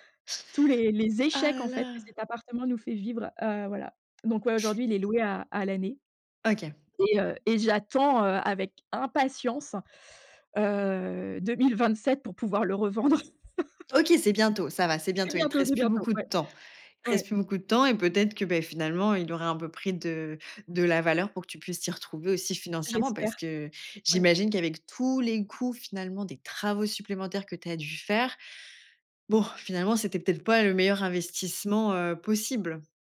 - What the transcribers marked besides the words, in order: laugh
- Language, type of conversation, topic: French, podcast, Parle-moi d’une fois où tu as regretté une décision ?